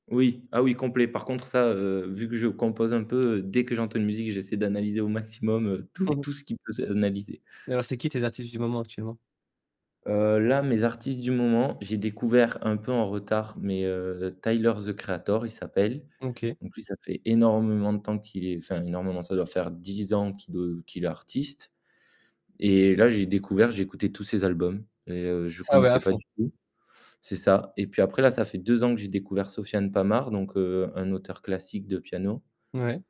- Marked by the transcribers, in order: distorted speech
- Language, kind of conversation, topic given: French, podcast, Comment la musique ou la cuisine rapprochent-elles les gens ?